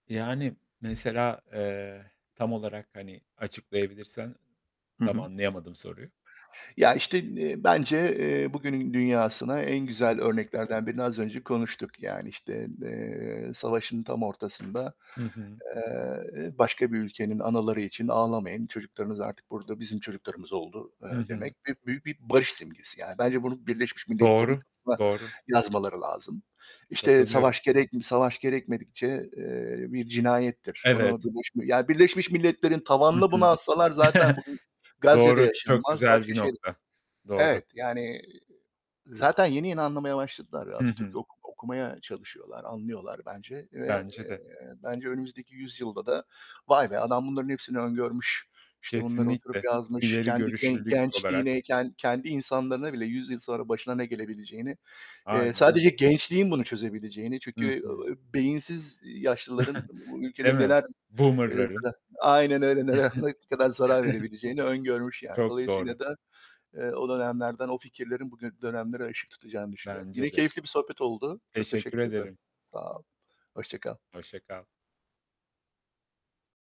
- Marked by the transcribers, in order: tapping; other background noise; distorted speech; chuckle; stressed: "gençliğin"; chuckle; in English: "Boomer'ların?"; chuckle
- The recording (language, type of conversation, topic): Turkish, unstructured, Tarihte en çok hangi dönemi merak ediyorsun?